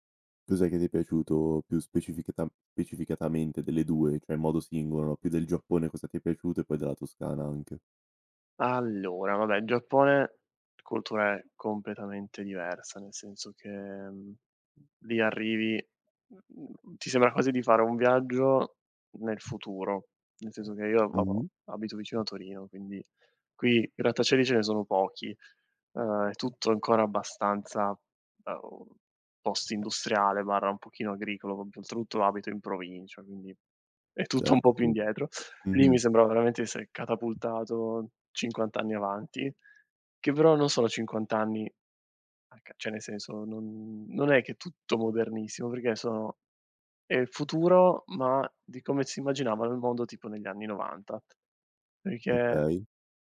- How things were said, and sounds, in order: "Cioè" said as "ceh"; other background noise; tapping; other noise; "oltretutto" said as "odeltrutto"; laughing while speaking: "è tutto"; "cioè" said as "ceh"
- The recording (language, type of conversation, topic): Italian, podcast, Quale città o paese ti ha fatto pensare «tornerò qui» e perché?